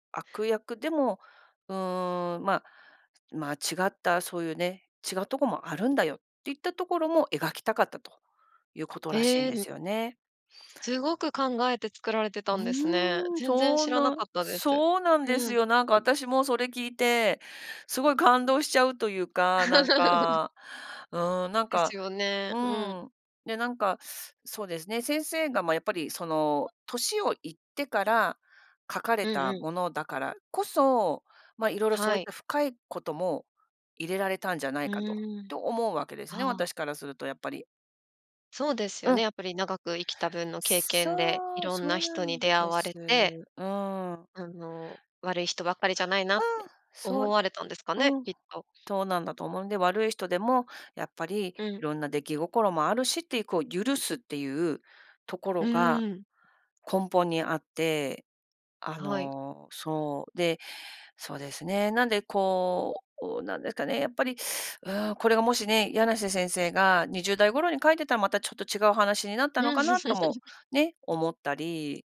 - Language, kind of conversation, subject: Japanese, podcast, 魅力的な悪役はどのように作られると思いますか？
- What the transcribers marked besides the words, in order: laugh; other noise; other background noise; laugh